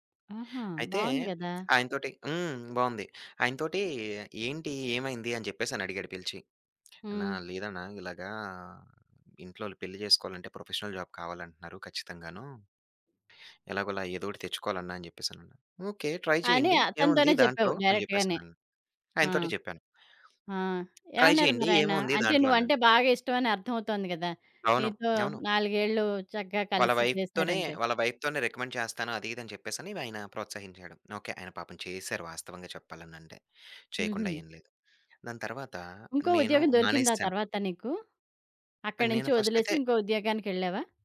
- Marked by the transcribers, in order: in English: "ప్రొఫెషనల్ జాబ్"; in English: "ట్రై"; in English: "డైరెక్ట్"; tapping; in English: "ట్రై"; in English: "వైఫ్"; in English: "వైఫ్"; in English: "రికమెండ్"
- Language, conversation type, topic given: Telugu, podcast, ఉద్యోగ భద్రతా లేదా స్వేచ్ఛ — మీకు ఏది ఎక్కువ ముఖ్యమైంది?